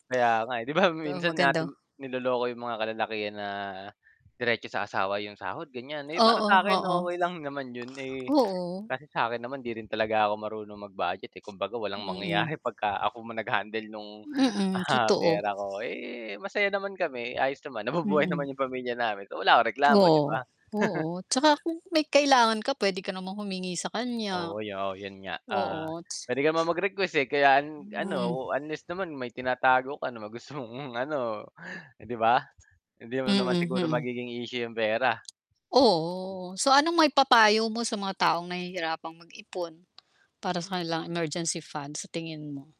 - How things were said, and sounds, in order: laughing while speaking: "Di ba, minsan"; static; other background noise; chuckle; laughing while speaking: "mong"; unintelligible speech; distorted speech
- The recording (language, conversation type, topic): Filipino, unstructured, Ano ang mga epekto ng kawalan ng nakalaang ipon para sa biglaang pangangailangan?